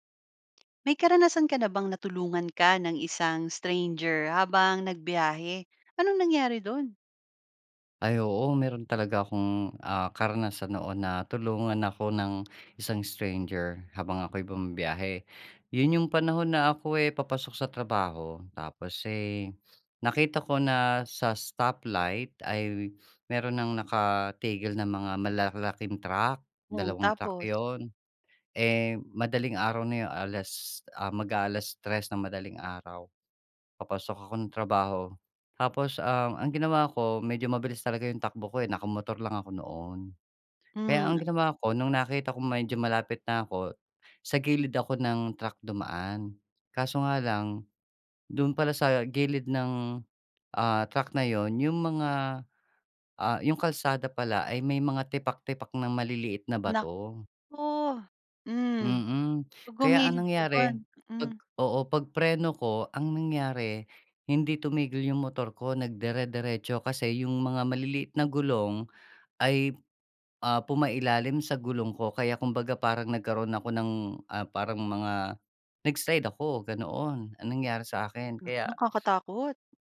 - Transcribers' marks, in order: tapping; sniff
- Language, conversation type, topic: Filipino, podcast, May karanasan ka na bang natulungan ka ng isang hindi mo kilala habang naglalakbay, at ano ang nangyari?
- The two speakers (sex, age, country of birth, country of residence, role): female, 35-39, Philippines, Philippines, host; male, 45-49, Philippines, Philippines, guest